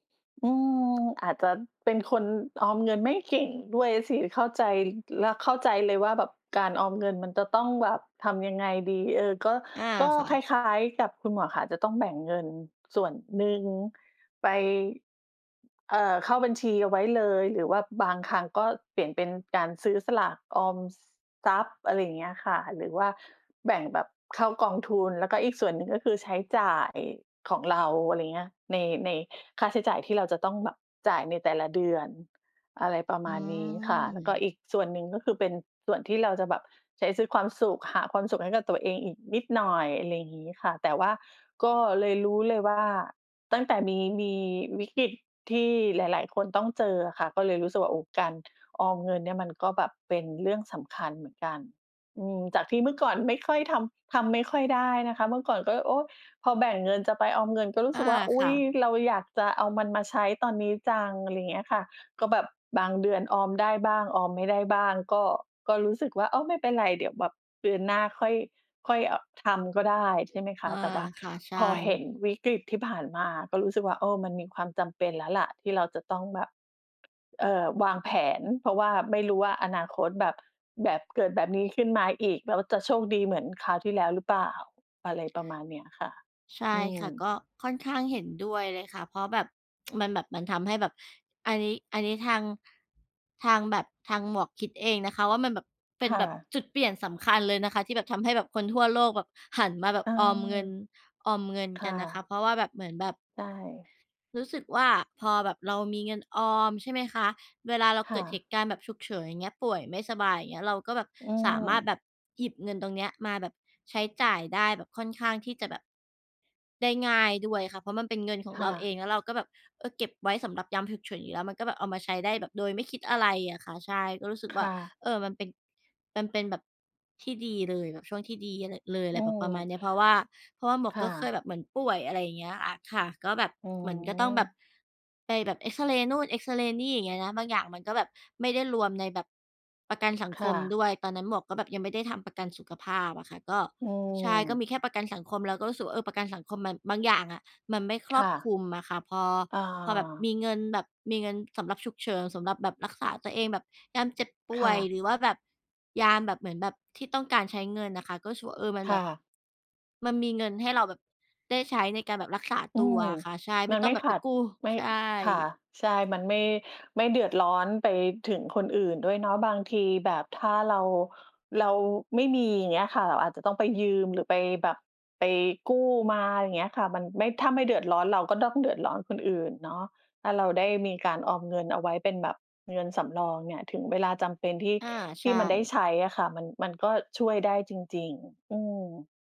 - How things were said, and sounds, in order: tsk
- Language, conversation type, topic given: Thai, unstructured, คุณคิดว่าการออมเงินสำคัญแค่ไหนในชีวิตประจำวัน?